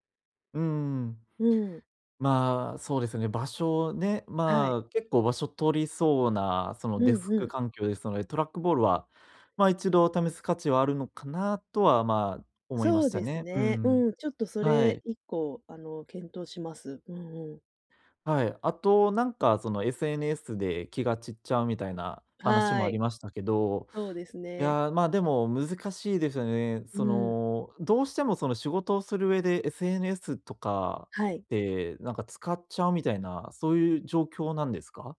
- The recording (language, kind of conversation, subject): Japanese, advice, 仕事や勉強中に気が散る要素を減らすにはどうすればいいですか？
- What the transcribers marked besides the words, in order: none